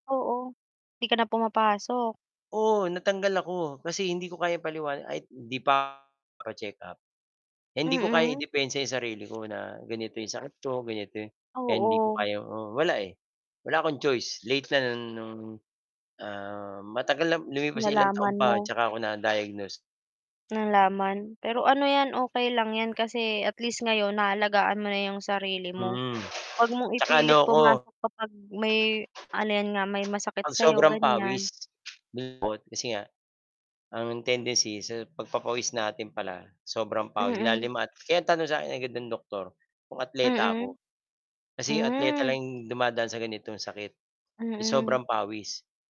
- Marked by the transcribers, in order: distorted speech; other background noise; unintelligible speech
- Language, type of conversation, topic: Filipino, unstructured, Paano naaapektuhan ang pakiramdam mo araw-araw kapag may sakit ka, kulang sa tulog, at kailangan mo pa ring magtrabaho at mag-ehersisyo?